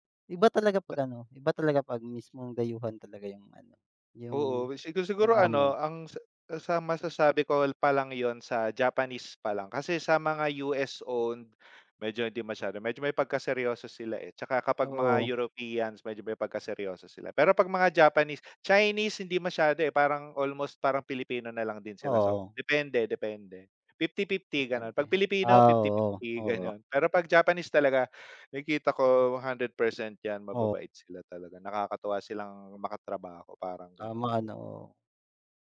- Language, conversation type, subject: Filipino, unstructured, Sa tingin mo ba patas ang pagtrato sa mga empleyado sa Pilipinas?
- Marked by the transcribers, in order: none